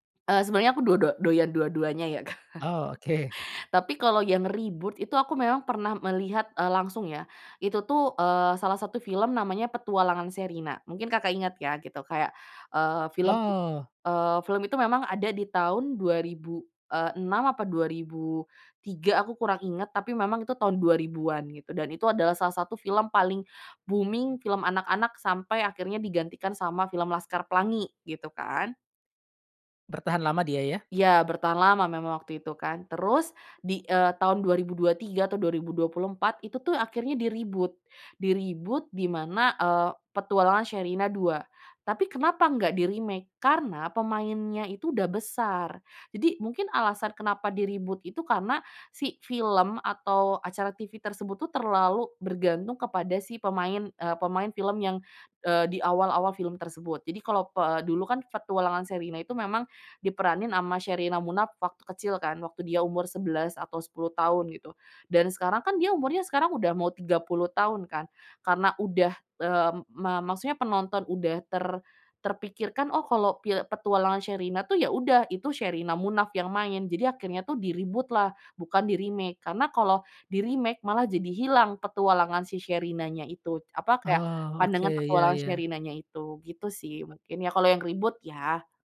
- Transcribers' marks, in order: laughing while speaking: "Kak"; in English: "reboot"; in English: "booming"; in English: "di-reboot. Di-reboot"; in English: "di-remake"; in English: "di-reboot"; in English: "di-reboot"; in English: "di-remake"; in English: "di-remake"; other background noise; in English: "reboot"
- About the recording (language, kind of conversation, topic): Indonesian, podcast, Mengapa banyak acara televisi dibuat ulang atau dimulai ulang?